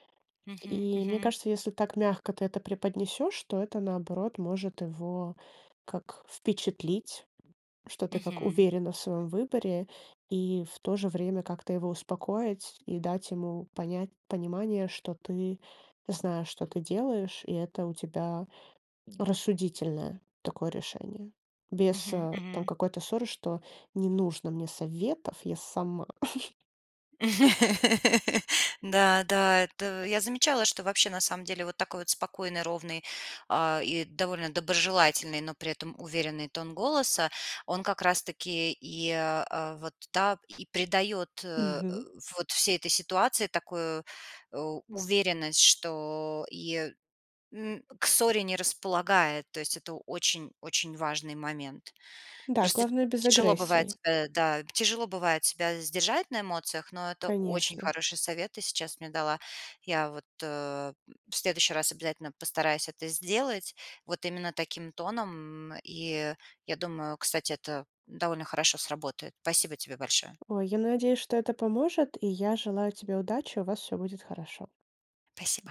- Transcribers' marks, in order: other background noise; disgusted: "Не нужно мне советов, я сама"; chuckle; laugh; tapping
- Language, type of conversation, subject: Russian, advice, Как реагировать, если близкий человек постоянно критикует мои выборы и решения?